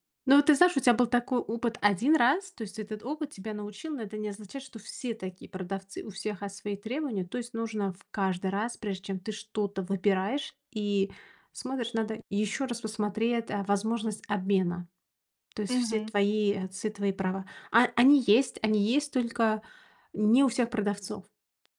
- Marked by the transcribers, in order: tapping
- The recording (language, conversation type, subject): Russian, advice, Как найти стильные вещи по доступной цене?